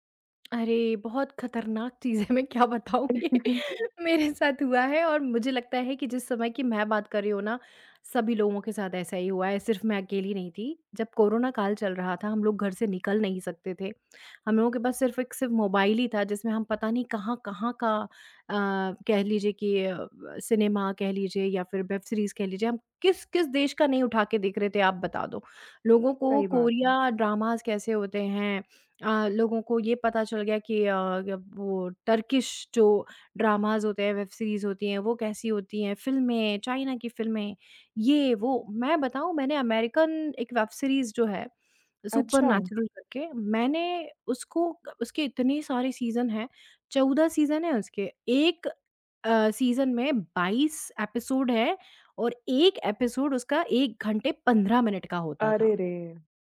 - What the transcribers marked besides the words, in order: laughing while speaking: "है, मैं क्या बताऊँ। ये मेरे साथ हुआ है"; chuckle; in English: "मोबाइल"; in English: "सिनेमा"; in English: "वेब सीरीज़"; in English: "कोरिया ड्रामाज़"; in English: "टर्किश"; in English: "ड्रामाज़"; in English: "वेब सीरीज़"; in English: "अमेरिकन"; in English: "वेब सीरीज़"; tapping; in English: "सुपरनैचुरल"; in English: "सीज़न"; in English: "सीज़न"; in English: "सीज़न"; in English: "एपिसोड"; in English: "एपिसोड"
- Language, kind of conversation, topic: Hindi, podcast, स्ट्रीमिंग ने सिनेमा के अनुभव को कैसे बदला है?